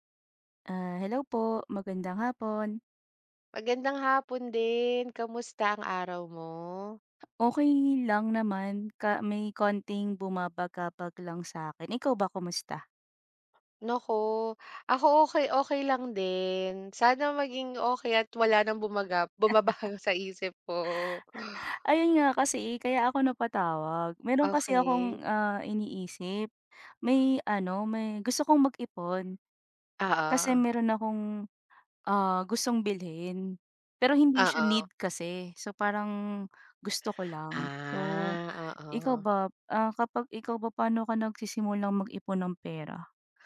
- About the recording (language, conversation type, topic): Filipino, unstructured, Paano ka nagsisimulang mag-ipon ng pera, at ano ang pinakaepektibong paraan para magbadyet?
- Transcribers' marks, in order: other background noise; chuckle; laughing while speaking: "mo"; tapping; drawn out: "Ah"